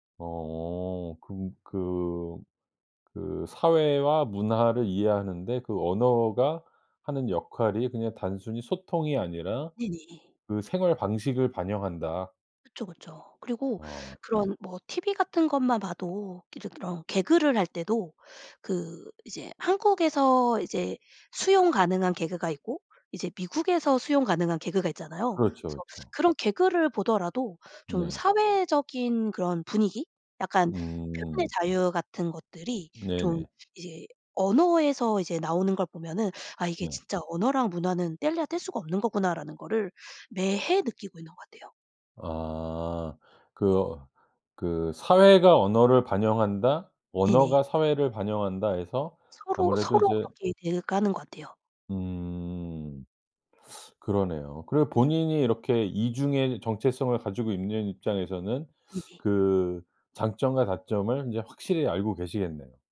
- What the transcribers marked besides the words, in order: other background noise; tapping
- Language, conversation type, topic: Korean, podcast, 언어가 정체성에 어떤 역할을 한다고 생각하시나요?